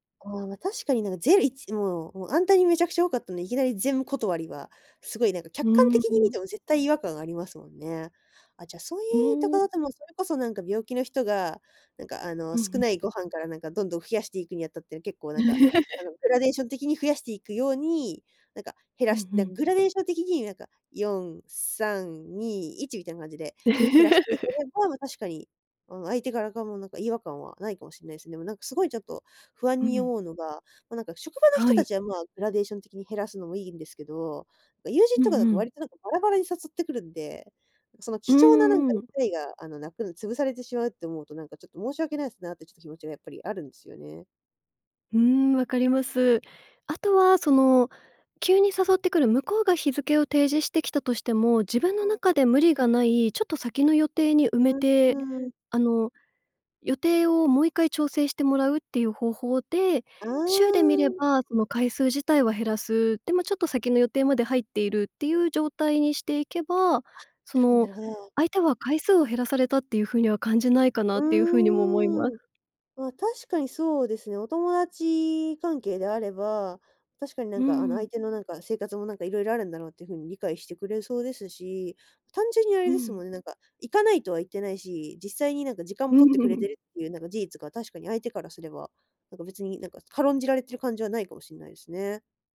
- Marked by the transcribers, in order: "あんな" said as "あんた"; laugh; laugh
- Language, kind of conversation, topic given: Japanese, advice, 誘いを断れずにストレスが溜まっている